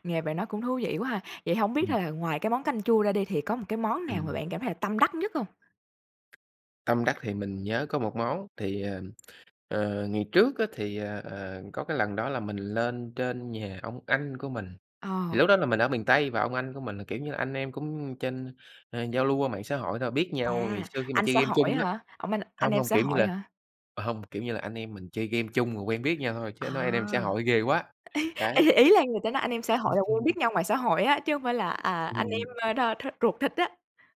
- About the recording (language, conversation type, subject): Vietnamese, podcast, Nói thật, bạn giữ đam mê nấu ăn bằng cách nào?
- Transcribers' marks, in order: tapping; laughing while speaking: "ý ý ý"; laugh; laughing while speaking: "Ừm"